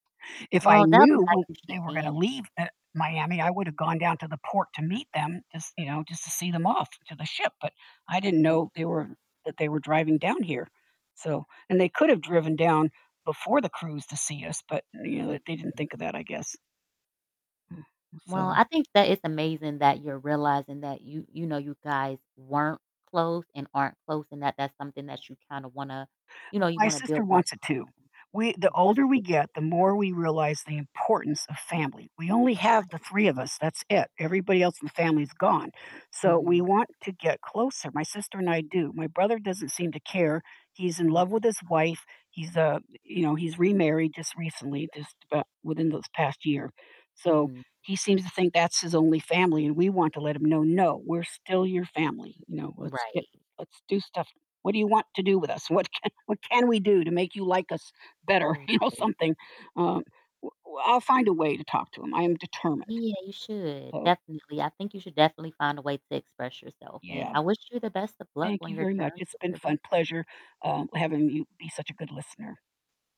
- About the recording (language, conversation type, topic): English, advice, How can I build a deeper emotional connection with my partner?
- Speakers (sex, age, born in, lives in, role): female, 35-39, United States, United States, advisor; female, 70-74, United States, United States, user
- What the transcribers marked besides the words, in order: tapping; distorted speech; static; laughing while speaking: "can"; laughing while speaking: "You know"